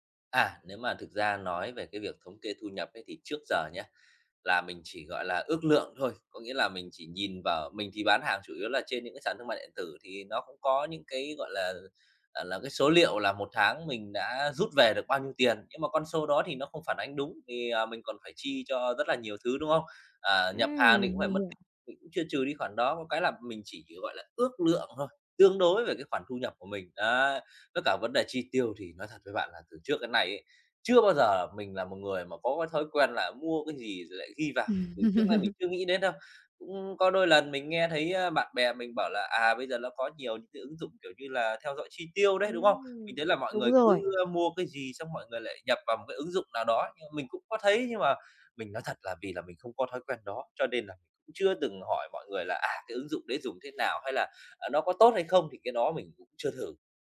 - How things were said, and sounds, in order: other background noise; tapping; unintelligible speech; laughing while speaking: "Ừm"; laugh
- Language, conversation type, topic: Vietnamese, advice, Làm thế nào để đối phó với lo lắng về tiền bạc khi bạn không biết bắt đầu từ đâu?